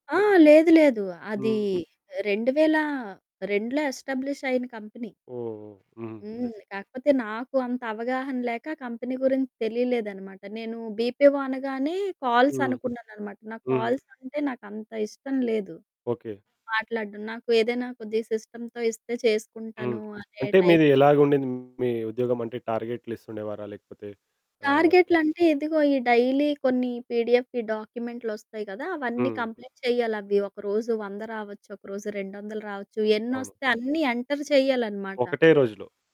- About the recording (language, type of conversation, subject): Telugu, podcast, ఇంటర్వ్యూలో శరీరభాషను సమర్థంగా ఎలా వినియోగించాలి?
- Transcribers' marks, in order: in English: "ఎస్టాబ్లిష్"; in English: "కంపెనీ"; in English: "గ్రేట్"; static; in English: "కంపెనీ"; in English: "బీపీఓ"; in English: "కాల్స్"; in English: "కాల్స్"; in English: "సిస్టమ్‌తో"; in English: "టైప్"; distorted speech; in English: "డైలీ"; in English: "పిడిఎఫ్"; in English: "కంప్లీట్"; in English: "ఎంటర్"